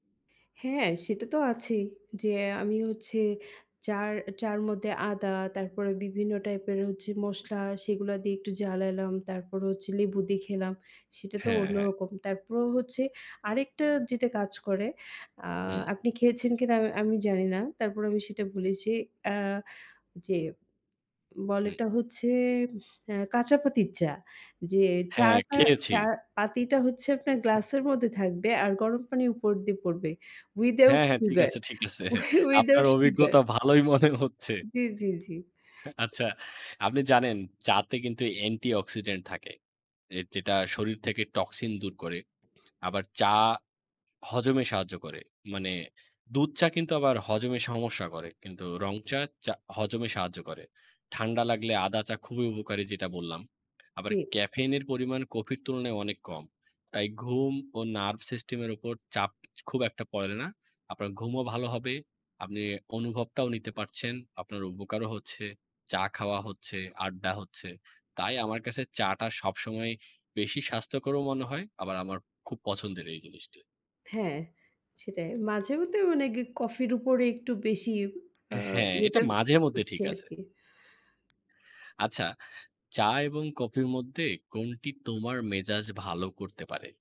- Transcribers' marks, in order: in English: "Without sugar, wi without sugar"; laughing while speaking: "wi without sugar"; laughing while speaking: "ঠিক আছে। আপনার অভিজ্ঞতা ভালোই মনে হচ্ছে"; other noise; tapping; in English: "Nerve system"; "অনেক" said as "অনেগ"
- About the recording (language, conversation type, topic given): Bengali, unstructured, চা আর কফির মধ্যে আপনি কোনটা বেছে নেবেন?